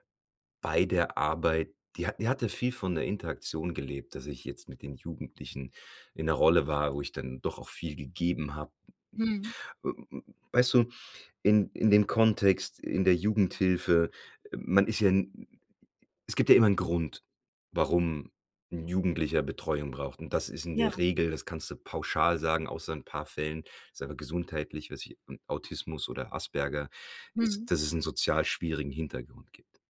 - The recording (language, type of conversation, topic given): German, podcast, Wie merkst du, dass du kurz vor einem Burnout stehst?
- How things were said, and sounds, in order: none